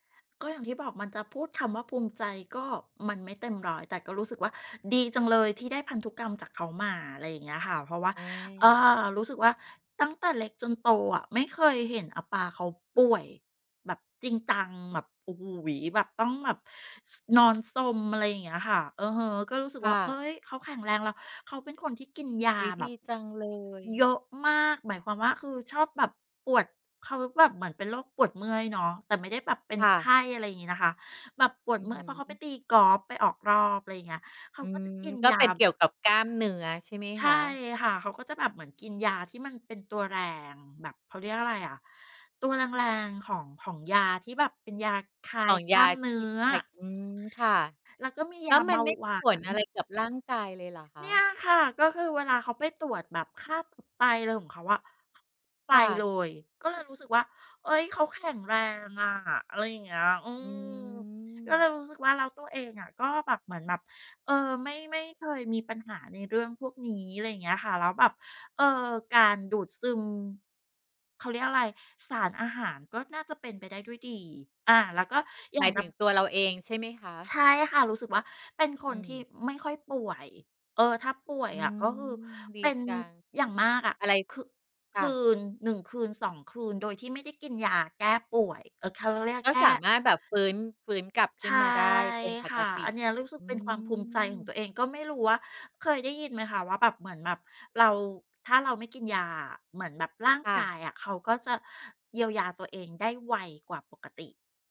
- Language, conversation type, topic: Thai, podcast, อะไรทำให้คุณภูมิใจในมรดกของตัวเอง?
- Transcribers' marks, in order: none